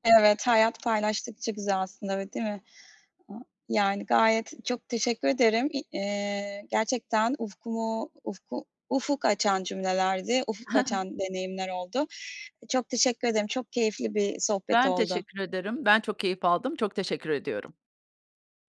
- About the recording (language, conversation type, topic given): Turkish, podcast, Hayatta öğrendiğin en önemli ders nedir?
- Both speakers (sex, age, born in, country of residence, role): female, 40-44, Turkey, Malta, host; female, 50-54, Italy, United States, guest
- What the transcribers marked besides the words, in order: none